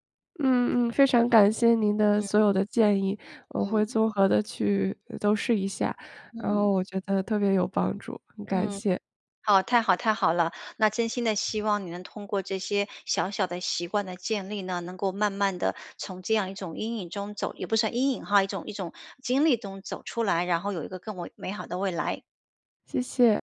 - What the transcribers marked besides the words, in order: none
- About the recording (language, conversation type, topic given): Chinese, advice, 我为什么总是忍不住去看前任的社交媒体动态？